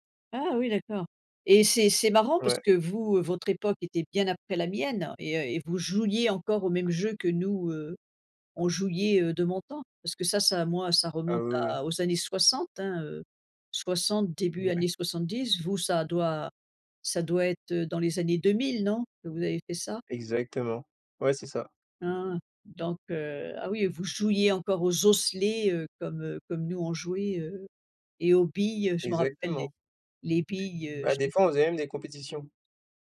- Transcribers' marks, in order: surprised: "Ah oui"; tapping; stressed: "osselets"
- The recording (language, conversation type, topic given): French, unstructured, Qu’est-ce que tu aimais faire quand tu étais plus jeune ?